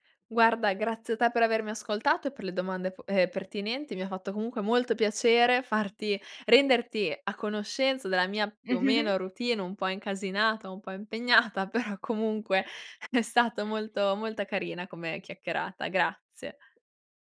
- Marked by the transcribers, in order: tapping; laughing while speaking: "impegnata però"
- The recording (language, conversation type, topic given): Italian, podcast, Come programmi la tua giornata usando il calendario?